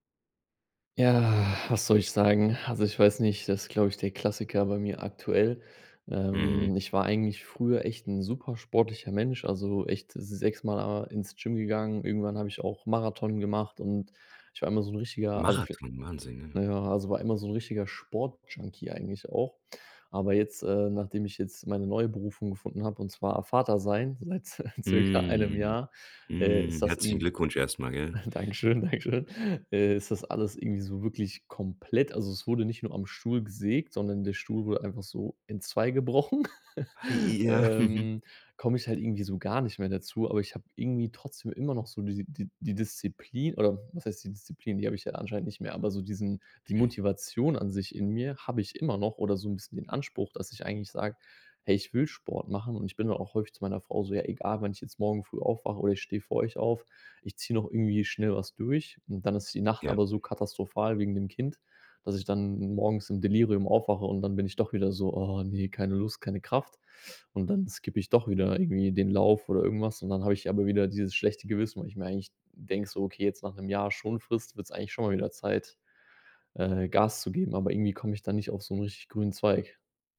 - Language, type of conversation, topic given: German, advice, Wie kann ich mit einem schlechten Gewissen umgehen, wenn ich wegen der Arbeit Trainingseinheiten verpasse?
- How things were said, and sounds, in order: drawn out: "Ja"; unintelligible speech; other background noise; tapping; chuckle; laughing while speaking: "circa"; chuckle; laughing while speaking: "danke schön, danke schön"; chuckle